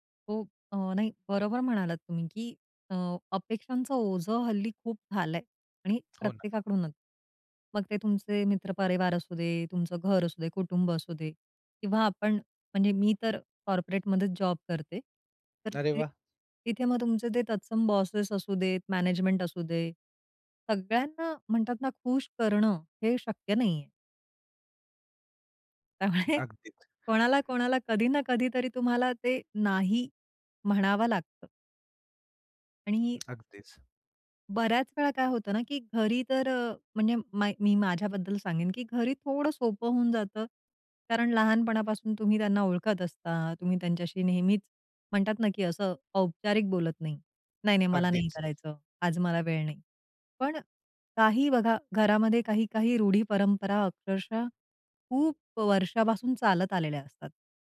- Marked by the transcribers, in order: tapping; in English: "कॉर्पोरेटमध्येच"; laughing while speaking: "त्यामुळे"; other background noise
- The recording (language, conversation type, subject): Marathi, podcast, नकार म्हणताना तुम्हाला कसं वाटतं आणि तुम्ही तो कसा देता?